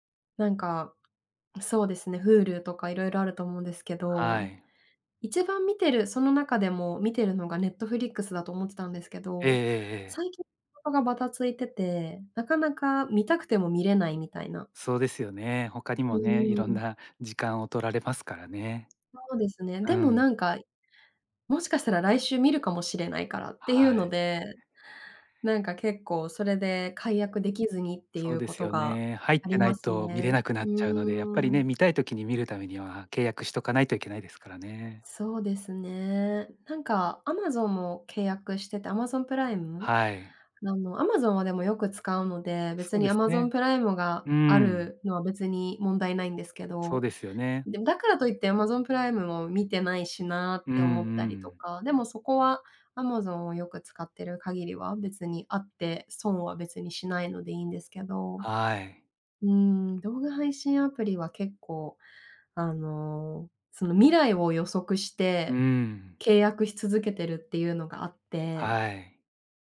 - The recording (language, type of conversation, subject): Japanese, advice, サブスクや固定費が増えすぎて解約できないのですが、どうすれば減らせますか？
- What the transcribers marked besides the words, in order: tapping